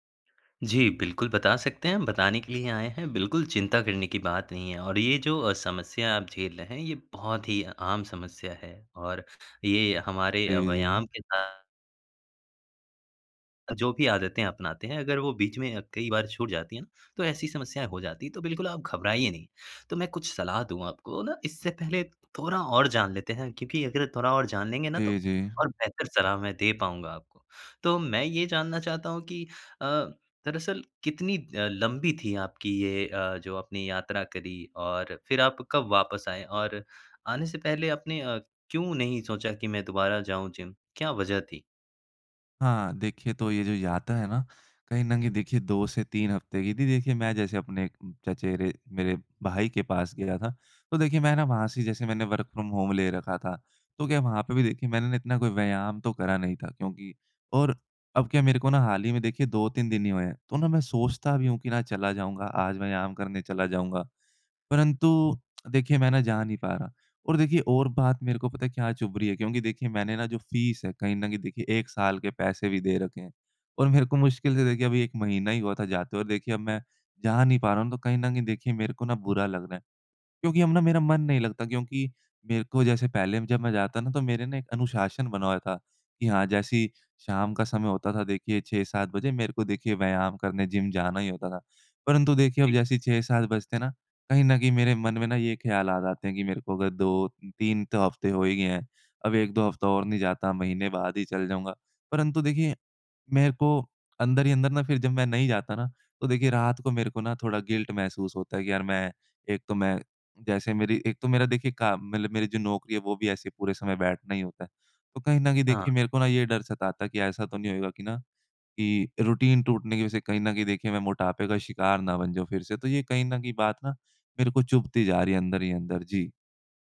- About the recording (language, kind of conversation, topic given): Hindi, advice, यात्रा के बाद व्यायाम की दिनचर्या दोबारा कैसे शुरू करूँ?
- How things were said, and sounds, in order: unintelligible speech; "यात्रा" said as "याता"; in English: "वर्क़ फ्रॉम होम"; tapping; in English: "फ़ीस"; in English: "गिल्ट"; in English: "रूटीन"